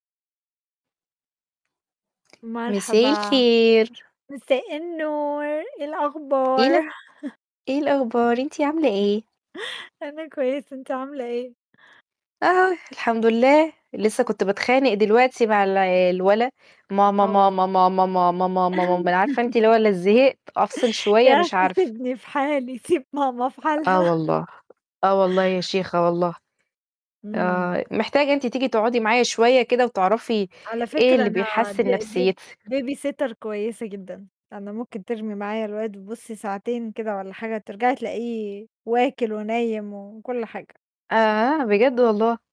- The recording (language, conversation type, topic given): Arabic, unstructured, إيه أهم العادات اللي بتساعدك تحسّن نفسك؟
- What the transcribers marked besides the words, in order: tapping; put-on voice: "مساء الخير"; put-on voice: "مرحبًا. مساء النور، إيه الأخبار؟"; chuckle; chuckle; laugh; chuckle; laughing while speaking: "يا أخي سيبني في حالي، سيب ماما في حالها"; in English: "baby sitter"